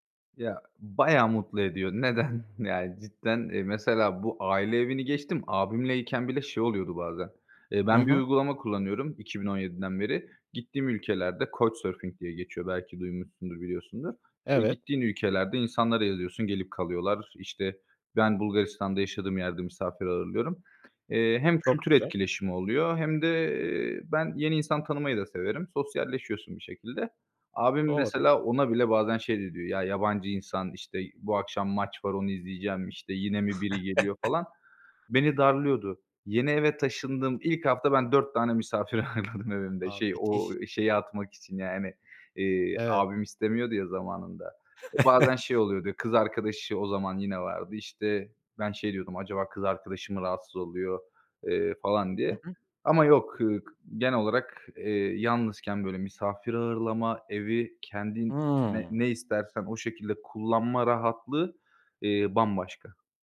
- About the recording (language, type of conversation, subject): Turkish, podcast, Yalnızlık hissi geldiğinde ne yaparsın?
- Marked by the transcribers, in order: in English: "Coachsurfing"; other background noise; laugh; laughing while speaking: "ağırladım evimde"; chuckle